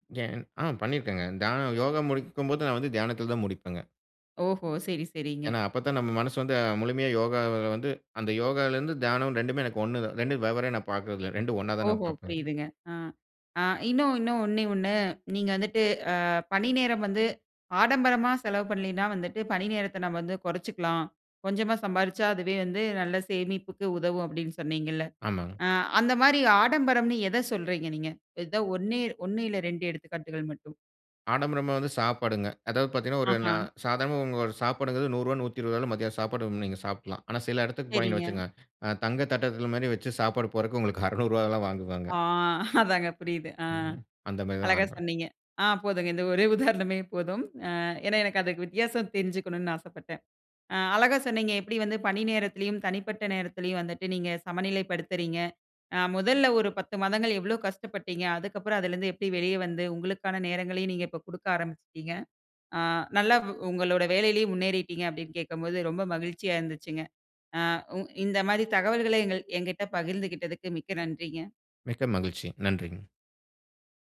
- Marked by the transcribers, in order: unintelligible speech; snort; snort
- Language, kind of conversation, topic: Tamil, podcast, பணி நேரமும் தனிப்பட்ட நேரமும் பாதிக்காமல், எப்போதும் அணுகக்கூடியவராக இருக்க வேண்டிய எதிர்பார்ப்பை எப்படி சமநிலைப்படுத்தலாம்?